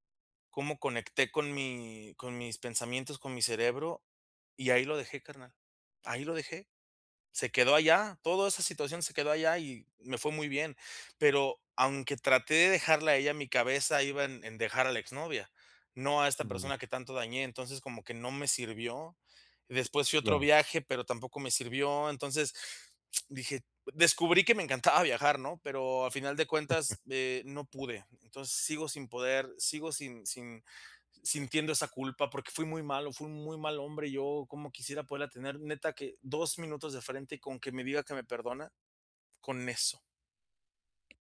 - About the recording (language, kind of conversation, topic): Spanish, advice, Enfrentar la culpa tras causar daño
- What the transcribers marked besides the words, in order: laughing while speaking: "me encantaba"; chuckle; sad: "sigo sin sin sintiendo esa … que me perdona"; other noise